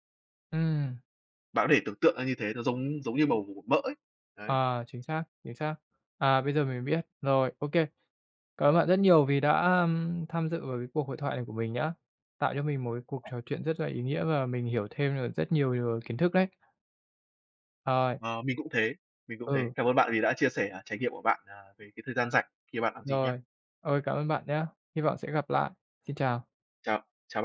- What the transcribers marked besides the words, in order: other background noise
- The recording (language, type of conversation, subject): Vietnamese, unstructured, Bạn thường dành thời gian rảnh để làm gì?